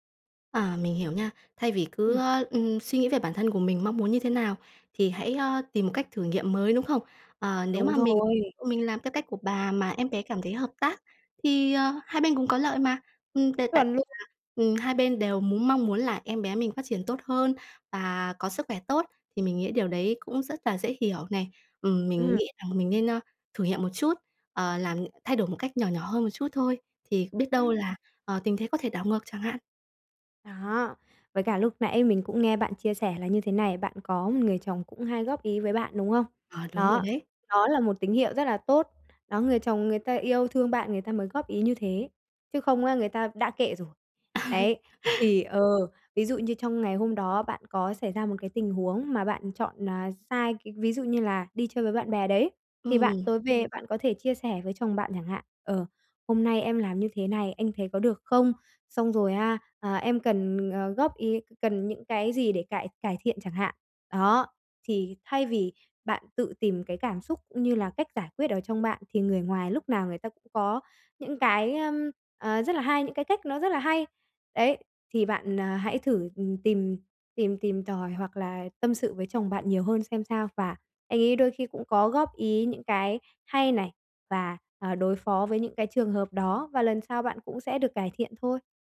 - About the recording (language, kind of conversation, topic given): Vietnamese, advice, Làm sao tôi biết liệu mình có nên đảo ngược một quyết định lớn khi lý trí và cảm xúc mâu thuẫn?
- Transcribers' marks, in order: tapping; other background noise; laugh